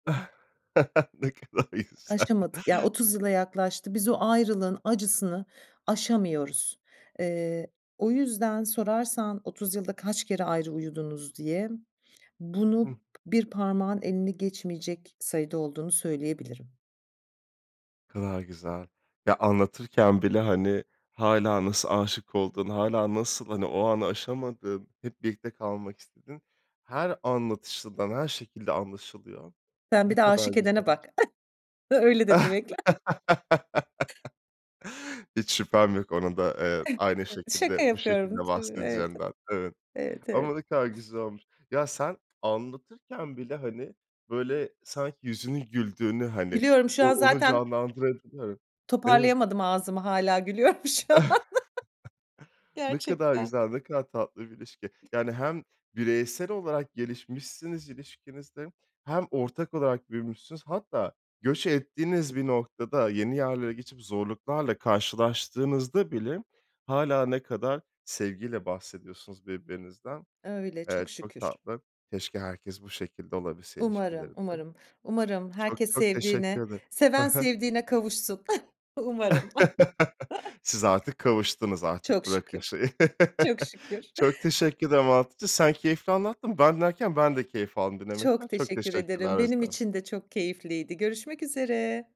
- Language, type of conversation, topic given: Turkish, podcast, İlişkide hem bireysel hem de ortak gelişimi nasıl desteklersiniz?
- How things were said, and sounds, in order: chuckle; laughing while speaking: "Ne kadar güzel!"; other background noise; chuckle; laughing while speaking: "demek lazım"; laugh; chuckle; chuckle; laughing while speaking: "şu an"; laugh; laugh; chuckle